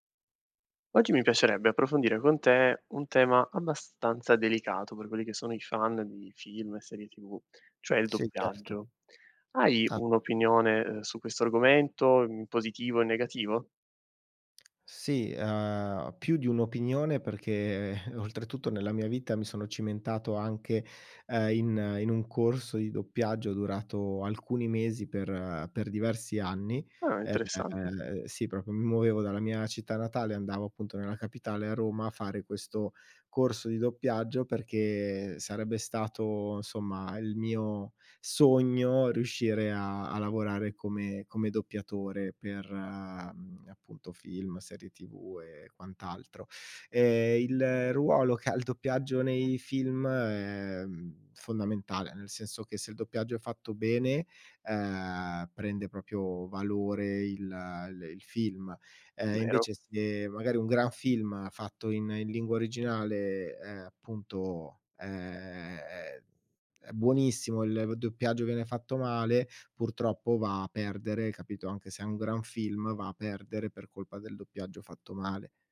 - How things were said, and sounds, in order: chuckle; surprised: "Ah"; "proprio" said as "propio"; other background noise; "proprio" said as "propio"
- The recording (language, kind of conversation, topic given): Italian, podcast, Che ruolo ha il doppiaggio nei tuoi film preferiti?